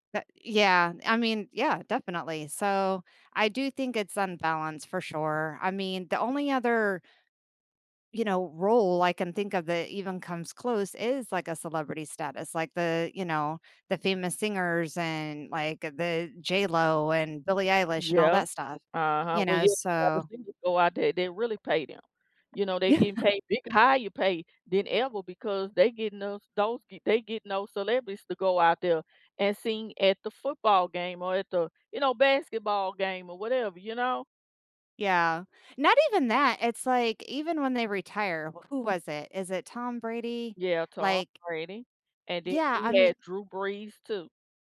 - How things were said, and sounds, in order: unintelligible speech; laughing while speaking: "Yeah"
- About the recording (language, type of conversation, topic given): English, unstructured, Do you think professional athletes are paid too much?